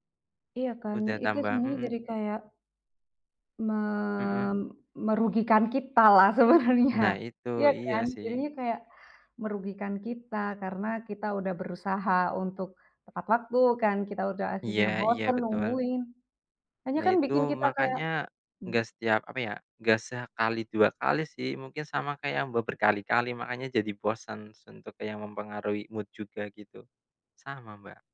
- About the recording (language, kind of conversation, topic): Indonesian, unstructured, Apa yang membuat rutinitas harian terasa membosankan bagi kamu?
- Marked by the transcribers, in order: laughing while speaking: "sebenarnya"; in English: "mood"